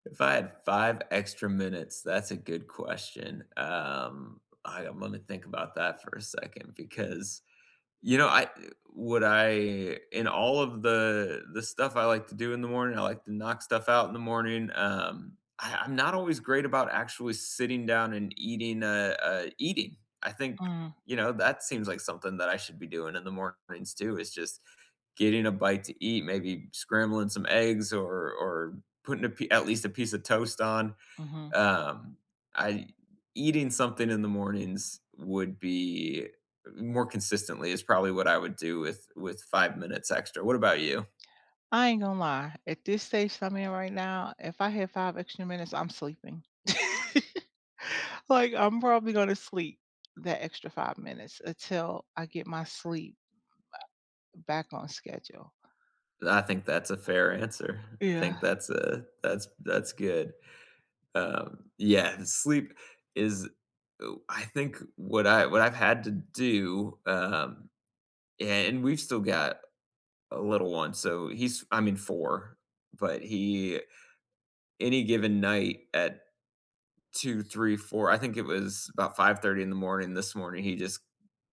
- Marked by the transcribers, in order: "alright" said as "aight"; laugh
- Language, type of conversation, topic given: English, unstructured, Which small morning rituals brighten your day, and how did they become meaningful habits for you?
- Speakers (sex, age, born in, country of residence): female, 55-59, United States, United States; male, 35-39, United States, United States